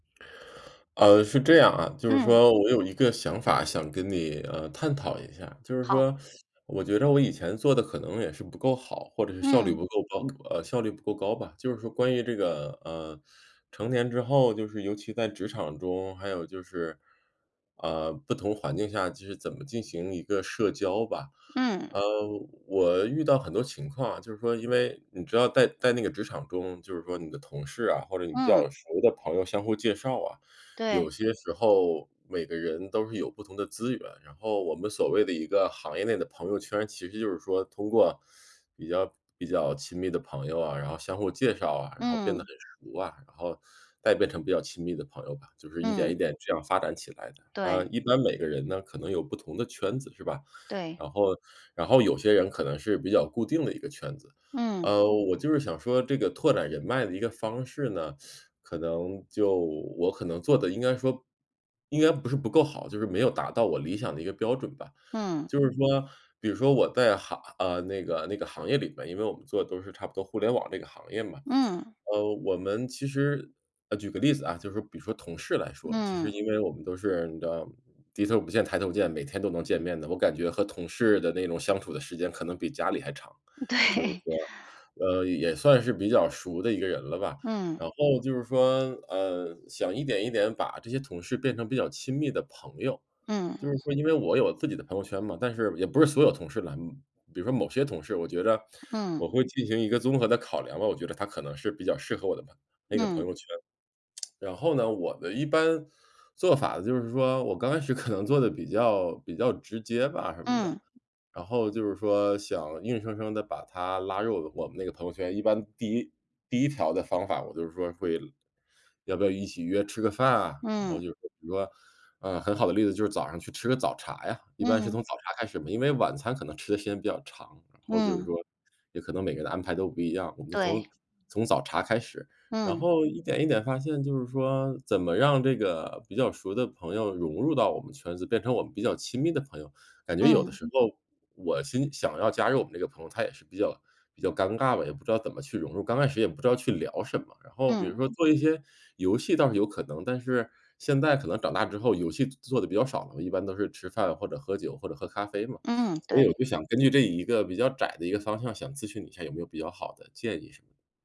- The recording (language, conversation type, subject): Chinese, advice, 如何开始把普通熟人发展成亲密朋友？
- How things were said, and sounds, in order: laughing while speaking: "对"; laughing while speaking: "可能"